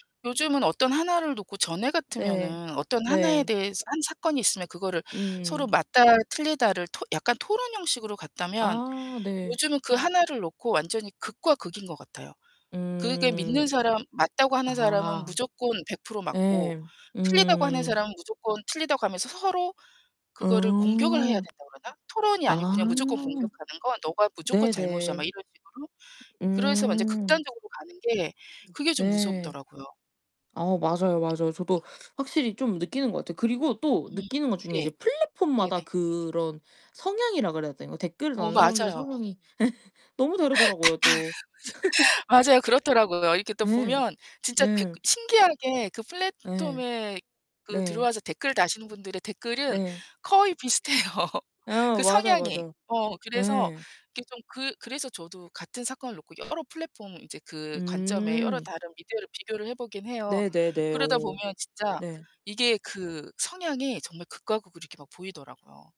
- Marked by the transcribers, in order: other background noise; tapping; background speech; distorted speech; laugh; unintelligible speech; laugh; "플랫폼에" said as "플랫톰에"; laughing while speaking: "비슷해요"
- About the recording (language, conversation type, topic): Korean, unstructured, 사람들이 뉴스를 통해 행동을 바꾸는 것이 중요할까요?